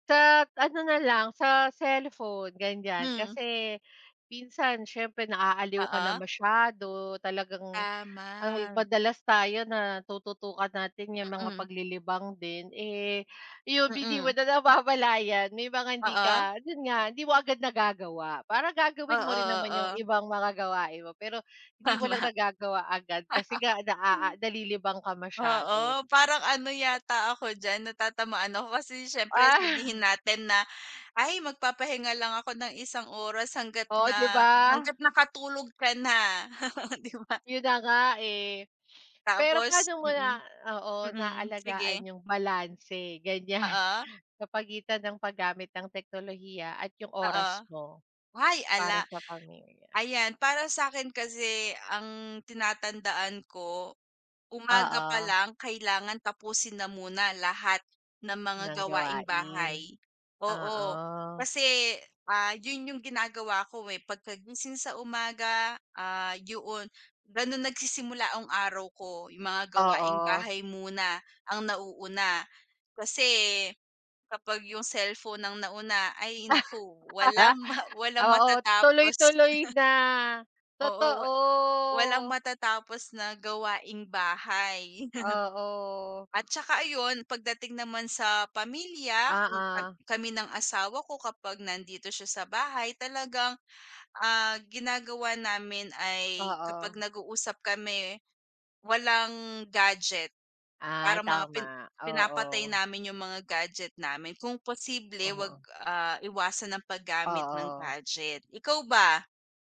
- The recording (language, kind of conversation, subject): Filipino, unstructured, Paano mo ginagamit ang teknolohiya sa pang-araw-araw mong buhay?
- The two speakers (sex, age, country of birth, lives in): female, 25-29, Philippines, Philippines; female, 35-39, Philippines, Philippines
- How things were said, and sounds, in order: laugh; sniff; tapping; laugh; chuckle